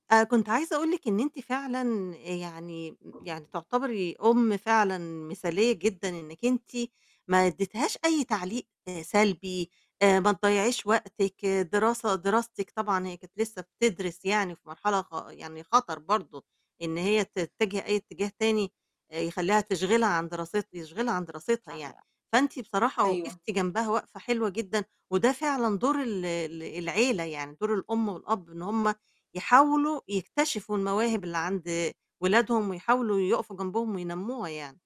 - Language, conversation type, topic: Arabic, podcast, إزاي تخلّي هوايتك مفيدة بدل ما تبقى مضيعة للوقت؟
- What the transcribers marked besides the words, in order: other background noise; tapping